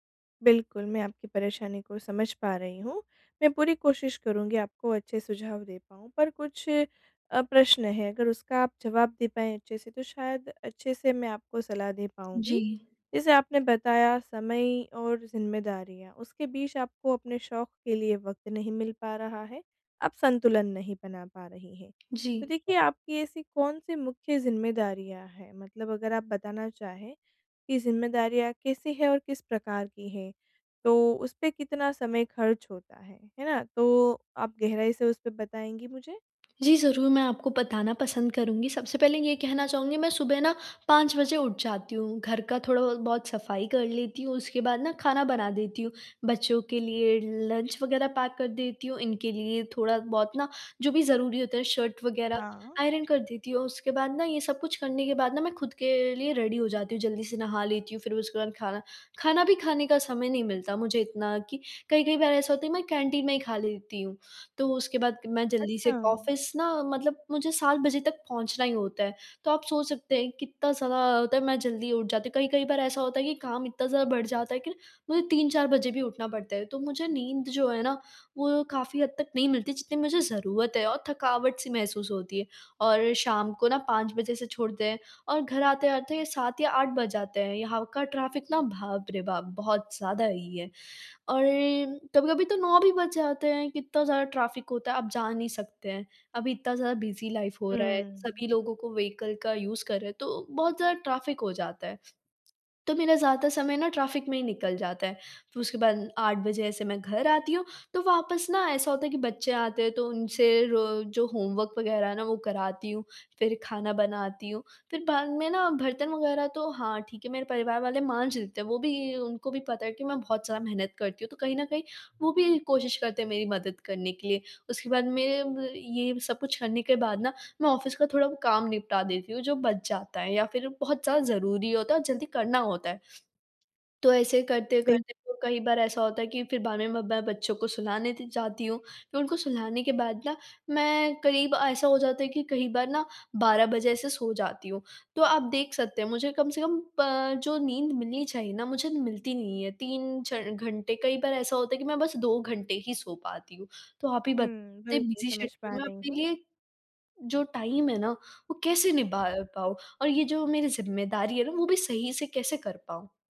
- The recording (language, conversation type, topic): Hindi, advice, समय और जिम्मेदारी के बीच संतुलन
- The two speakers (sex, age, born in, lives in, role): female, 18-19, India, India, user; female, 25-29, India, India, advisor
- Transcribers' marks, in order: in English: "लंच"; in English: "पैक"; in English: "आयरन"; in English: "रेडी"; in English: "ऑफ़िस"; in English: "ट्रैफ़िक"; in English: "ट्रैफ़िक"; in English: "बिज़ी लाइफ़"; in English: "व्हीकल"; in English: "यूज़"; in English: "ट्रैफ़िक"; in English: "ट्रैफ़िक"; in English: "होमवर्क"; in English: "ऑफ़िस"; in English: "बिज़ी शेड्यूल"; in English: "टाइम"